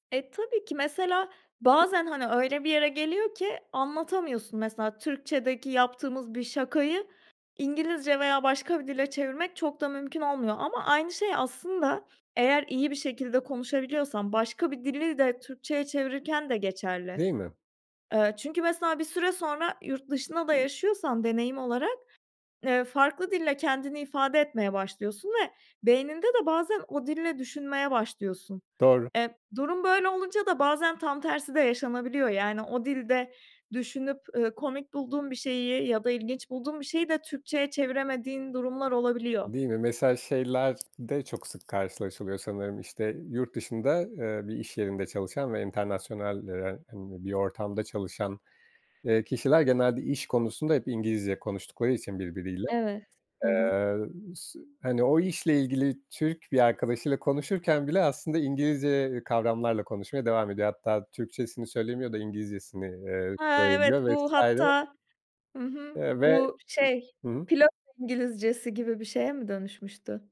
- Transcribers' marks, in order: other background noise
- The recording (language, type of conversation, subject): Turkish, podcast, Dil, kimlik oluşumunda ne kadar rol oynar?